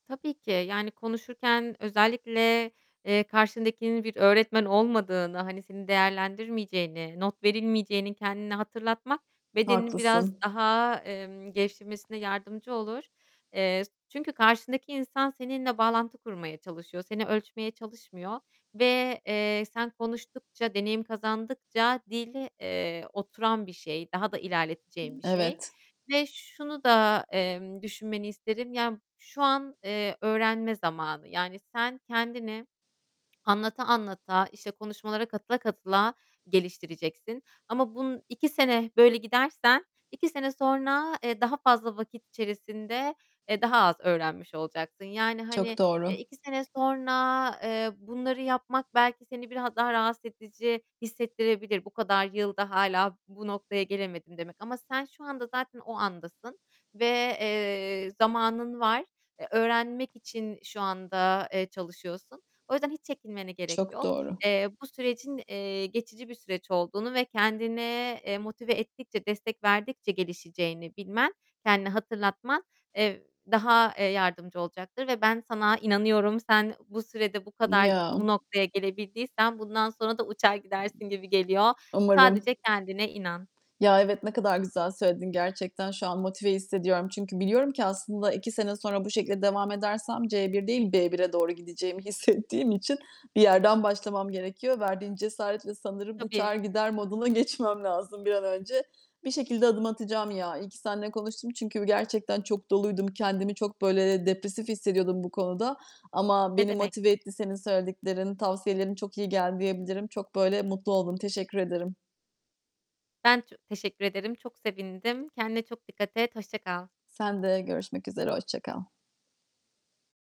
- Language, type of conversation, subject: Turkish, advice, Sosyal ortamlarda çekingenliğimi nasıl yenip grup içinde daha rahat ve kendime güvenli hissedebilirim?
- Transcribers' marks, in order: static; distorted speech; other background noise